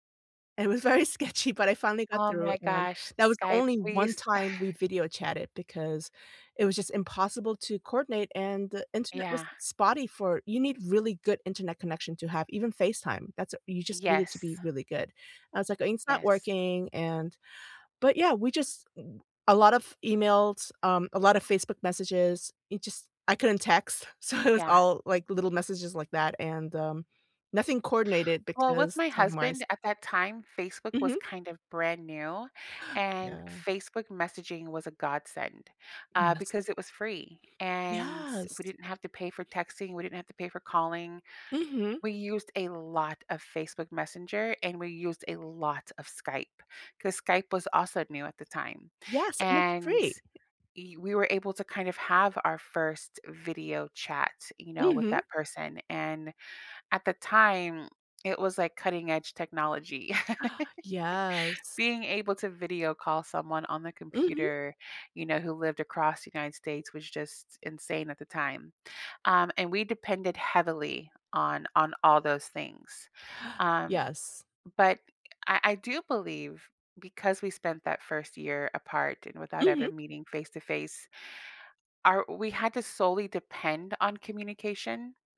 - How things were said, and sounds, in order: laughing while speaking: "very sketchy"; chuckle; other noise; laughing while speaking: "so"; other background noise; laugh; tapping
- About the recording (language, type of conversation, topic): English, unstructured, What check-in rhythm feels right without being clingy in long-distance relationships?